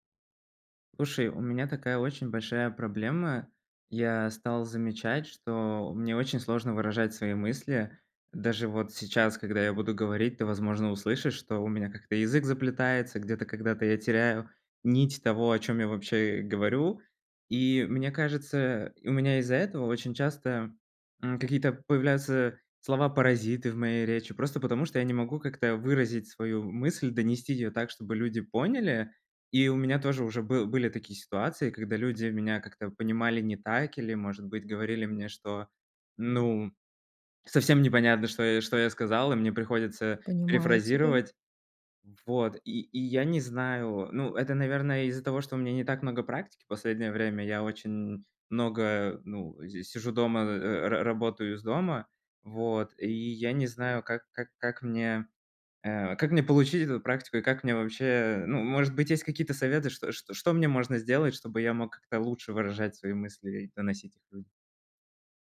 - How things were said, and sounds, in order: tapping
- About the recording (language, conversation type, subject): Russian, advice, Как кратко и ясно донести свою главную мысль до аудитории?